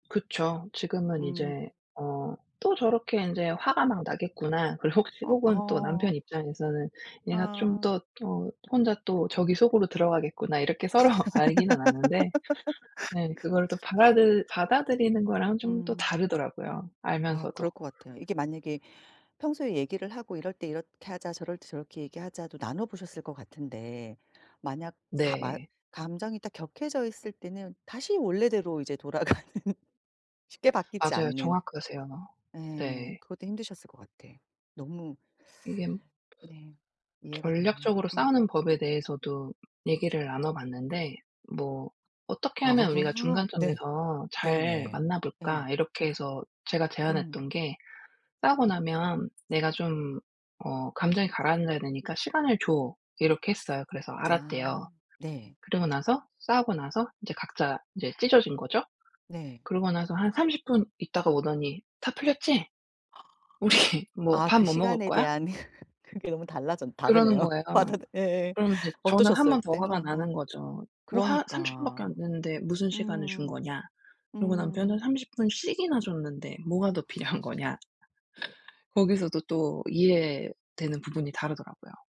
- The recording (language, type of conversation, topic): Korean, advice, 서로 성격이 다른 형제자매들과 잘 지내려면 어떻게 서로를 이해하고 갈등을 줄일 수 있을까요?
- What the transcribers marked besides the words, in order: laugh; laughing while speaking: "서로"; laughing while speaking: "돌아가는"; other background noise; teeth sucking; laughing while speaking: "우리"; gasp; laugh; laughing while speaking: "다르네요. 아 다 예예"; laughing while speaking: "필요한 거냐?"